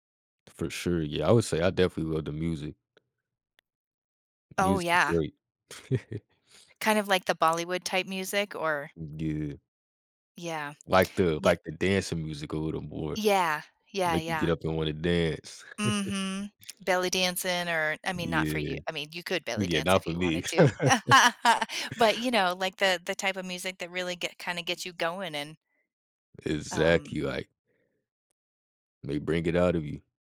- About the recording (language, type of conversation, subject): English, unstructured, How do you like to explore and experience different cultures?
- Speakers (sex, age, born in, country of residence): female, 45-49, United States, United States; male, 20-24, United States, United States
- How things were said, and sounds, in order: tapping; chuckle; chuckle; laugh; chuckle